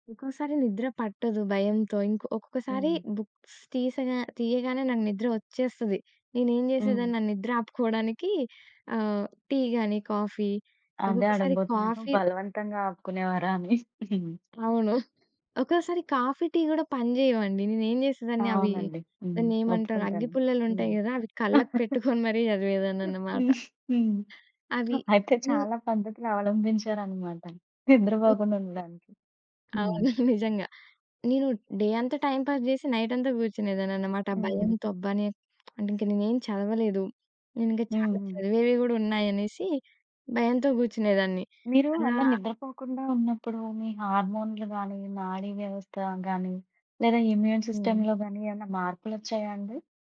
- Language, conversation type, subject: Telugu, podcast, పెద్దకాలం నిద్రపోకపోతే శరీరం ఎలా స్పందిస్తుంది?
- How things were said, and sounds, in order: in English: "బుక్స్"; in English: "కాఫీ"; in English: "కాఫీ"; giggle; chuckle; in English: "కాఫీ"; tapping; chuckle; other background noise; giggle; laughing while speaking: "అయితే చాలా పద్ధతులు అవలంబించారన్నమాట. నిద్రపోకుండా ఉండడానికి. హ్మ్"; laughing while speaking: "అవును. నిజంగా"; in English: "డే"; in English: "టైమ్ పాస్"; in English: "నైట్"; in English: "ఇమ్యూన్ సిస్టమ్‌లో"